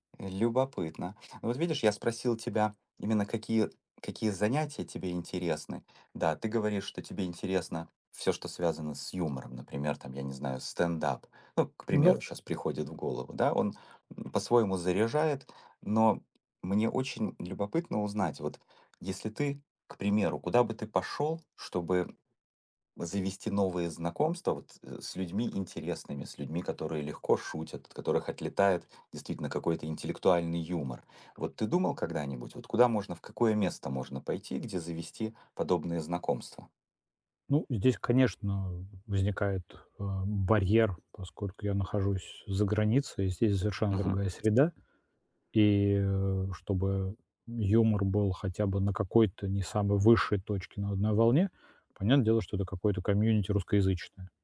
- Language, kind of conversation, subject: Russian, advice, Как мне понять, что действительно важно для меня в жизни?
- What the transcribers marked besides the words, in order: other background noise; tapping